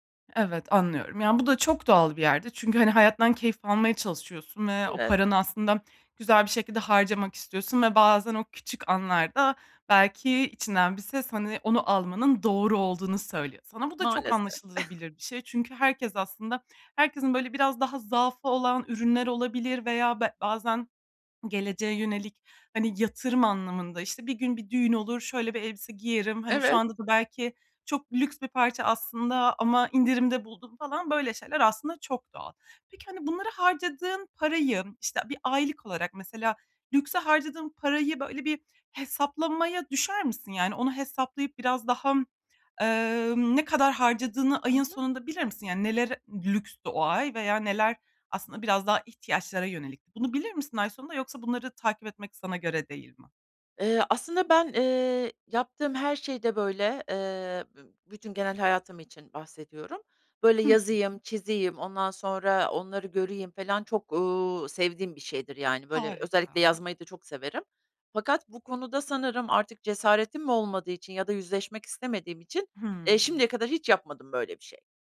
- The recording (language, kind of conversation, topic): Turkish, advice, Tasarruf yapma isteği ile yaşamdan keyif alma dengesini nasıl kurabilirim?
- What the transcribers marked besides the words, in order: other background noise; chuckle; swallow